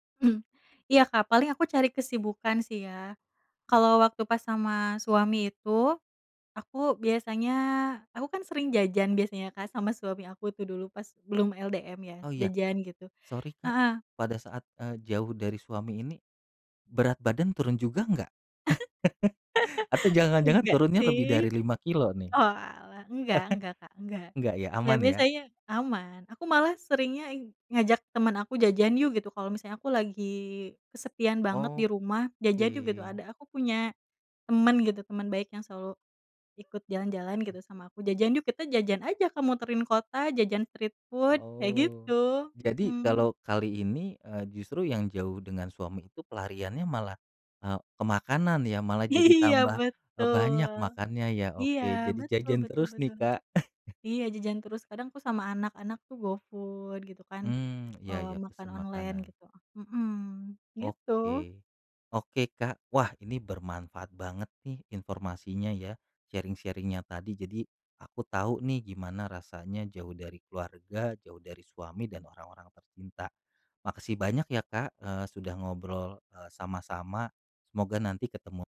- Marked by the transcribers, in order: in English: "Sorry"; laugh; in English: "street food"; tapping; chuckle; in English: "go food"; in English: "online"; in English: "sharing-sharing-nya"
- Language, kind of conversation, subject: Indonesian, podcast, Bisakah kamu menceritakan pengalaman saat kamu merasa kesepian?